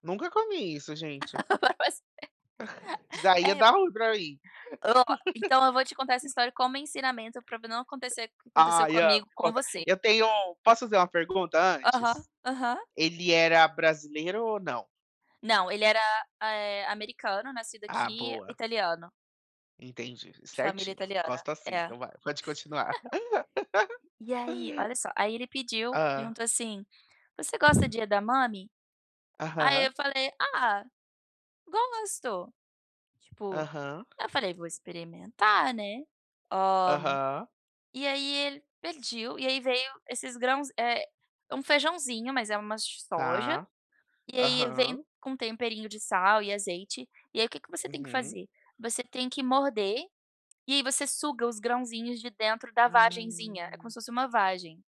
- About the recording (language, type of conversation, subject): Portuguese, unstructured, Como a comida pode unir as pessoas?
- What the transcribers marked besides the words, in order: tapping; laugh; unintelligible speech; laugh; laugh; in Japanese: "edamame?"; drawn out: "Ah"